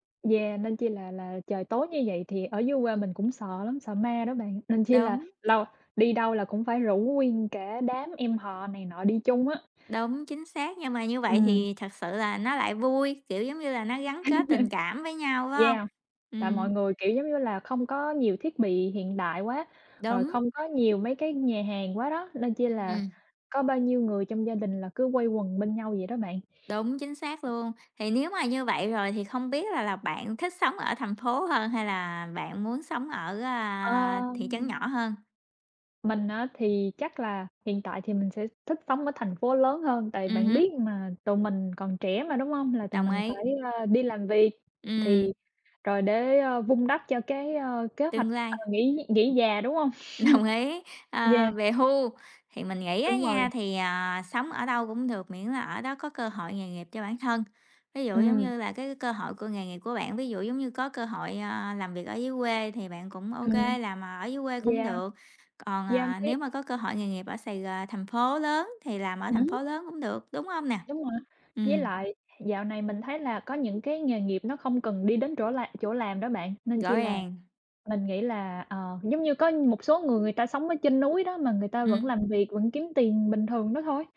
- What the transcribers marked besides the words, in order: tapping; other background noise; laugh; laughing while speaking: "Đồng"; laugh
- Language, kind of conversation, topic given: Vietnamese, unstructured, Bạn thích sống ở thành phố lớn hay ở thị trấn nhỏ hơn?